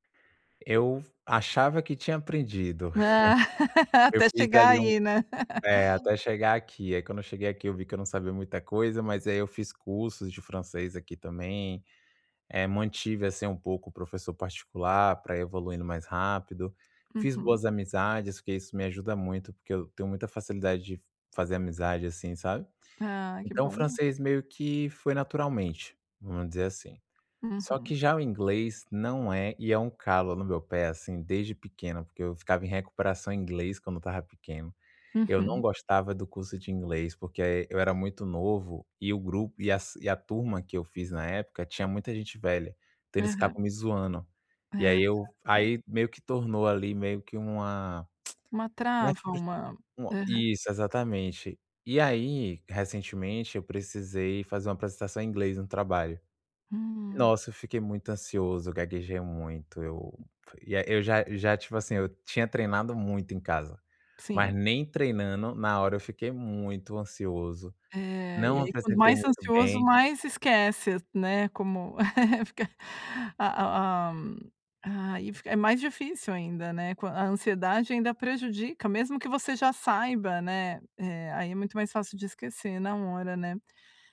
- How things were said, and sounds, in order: chuckle; laugh; laugh; tongue click; other noise; tapping; chuckle
- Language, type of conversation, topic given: Portuguese, advice, Como posso manter a confiança em mim mesmo apesar dos erros no trabalho ou na escola?